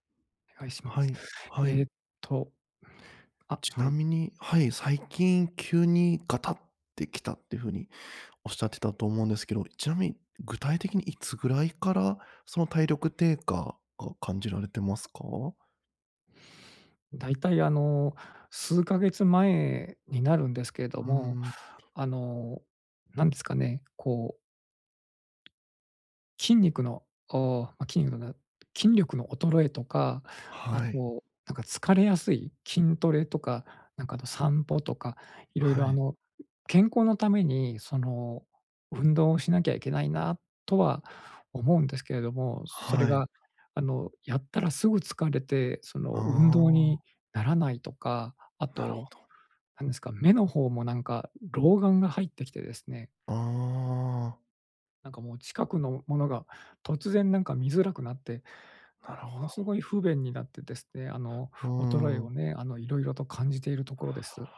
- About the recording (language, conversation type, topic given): Japanese, advice, 年齢による体力低下にどう向き合うか悩んでいる
- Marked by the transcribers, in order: tapping; "ない" said as "だな"; other background noise